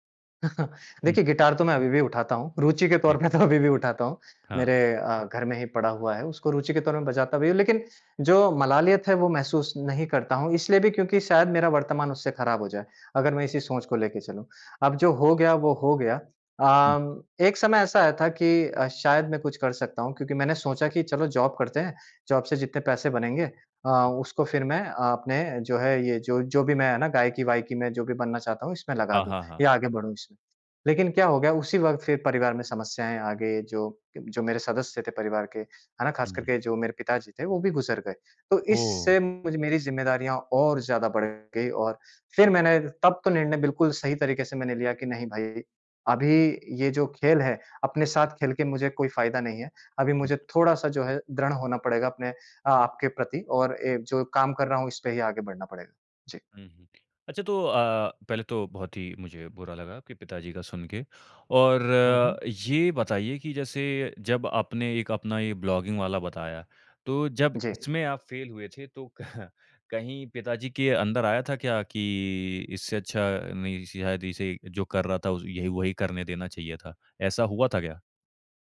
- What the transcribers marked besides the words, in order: chuckle; laughing while speaking: "पे तो अभी भी"; in English: "जॉब"; in English: "जॉब"; tapping; in English: "ब्लॉगिंग"; chuckle
- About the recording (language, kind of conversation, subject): Hindi, podcast, तुम्हारे घरवालों ने तुम्हारी नाकामी पर कैसी प्रतिक्रिया दी थी?